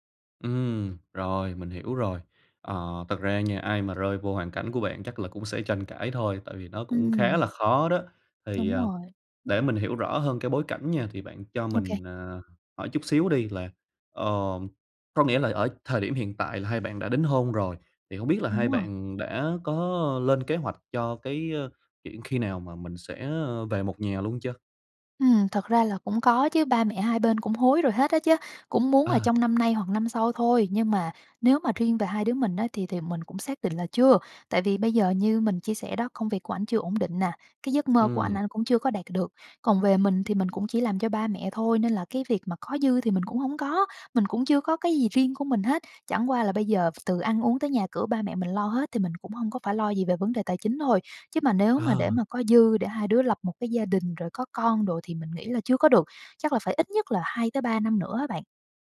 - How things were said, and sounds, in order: tapping; other background noise
- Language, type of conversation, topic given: Vietnamese, advice, Bạn và bạn đời nên thảo luận và ra quyết định thế nào về việc chuyển đi hay quay lại để tránh tranh cãi?